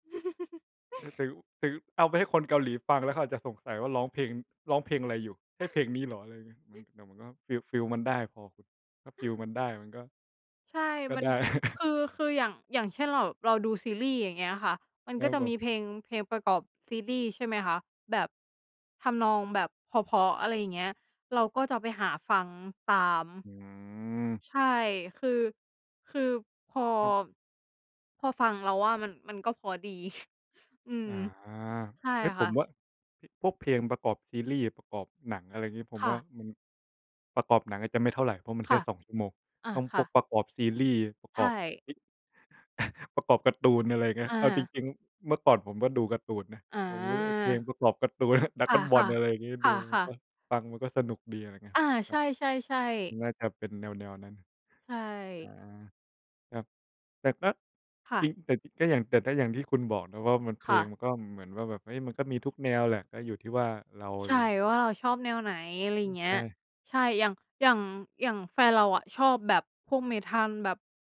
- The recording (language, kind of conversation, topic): Thai, unstructured, เพลงอะไรที่คุณร้องตามได้ทุกครั้งที่ได้ฟัง?
- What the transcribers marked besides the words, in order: chuckle; chuckle; chuckle; chuckle; chuckle; tapping